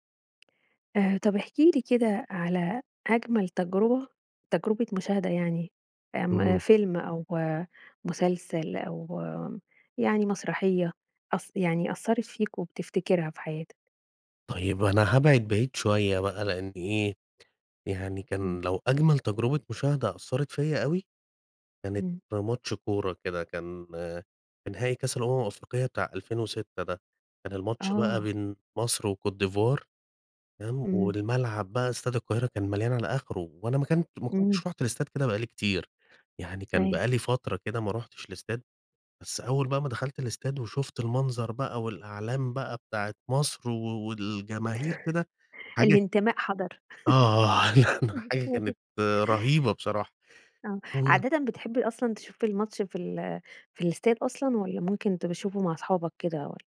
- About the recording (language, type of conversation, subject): Arabic, podcast, ايه أحلى تجربة مشاهدة أثرت فيك ولسه فاكرها؟
- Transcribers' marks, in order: tapping; chuckle; laugh; unintelligible speech